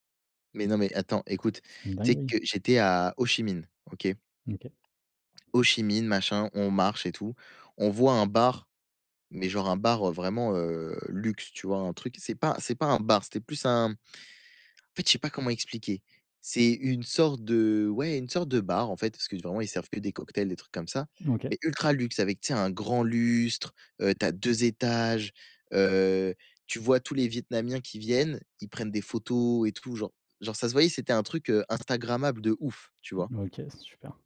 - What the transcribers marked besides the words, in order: none
- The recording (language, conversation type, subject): French, unstructured, Quelle est la chose la plus inattendue qui te soit arrivée en voyage ?